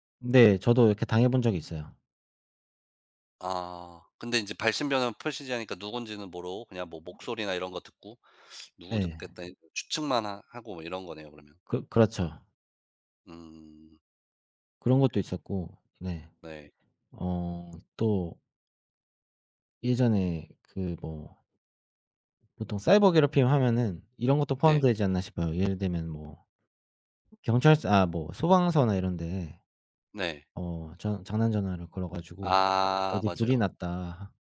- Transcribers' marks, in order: "번호" said as "변효"; unintelligible speech; other background noise; tapping
- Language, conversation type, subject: Korean, unstructured, 사이버 괴롭힘에 어떻게 대처하는 것이 좋을까요?
- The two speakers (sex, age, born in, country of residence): male, 30-34, South Korea, Germany; male, 35-39, United States, United States